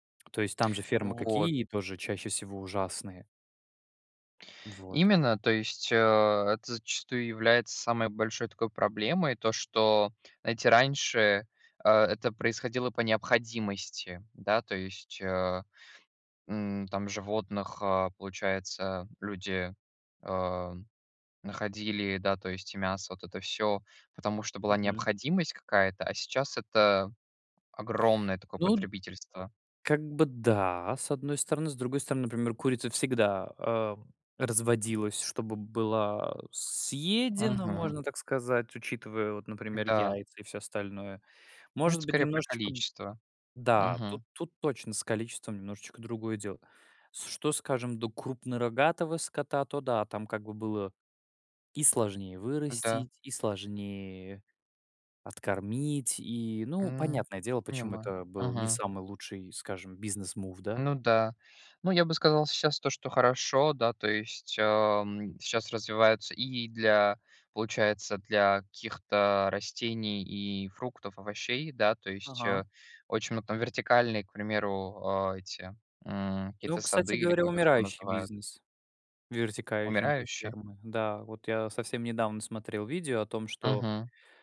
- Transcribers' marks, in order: in English: "business move"
- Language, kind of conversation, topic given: Russian, unstructured, Почему многие считают, что вегетарианство навязывается обществу?